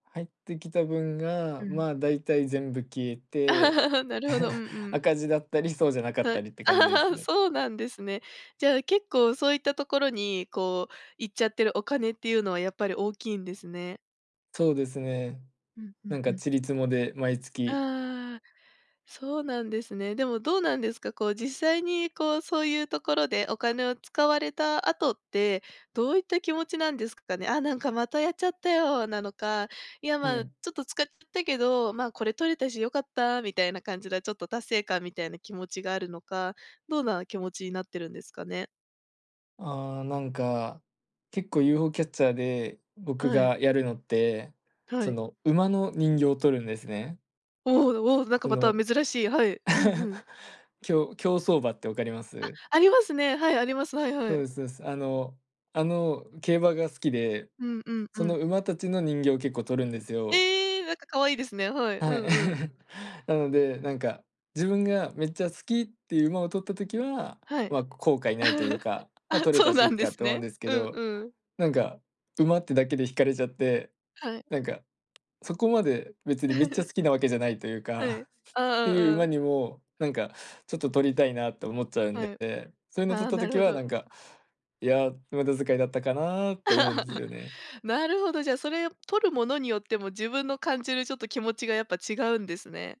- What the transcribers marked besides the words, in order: chuckle; laugh; laugh; laugh; chuckle; laugh; laughing while speaking: "あ、そうなんですね"; laugh; giggle; laugh
- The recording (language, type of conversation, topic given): Japanese, advice, 毎月の浪費癖で後悔するのをやめたい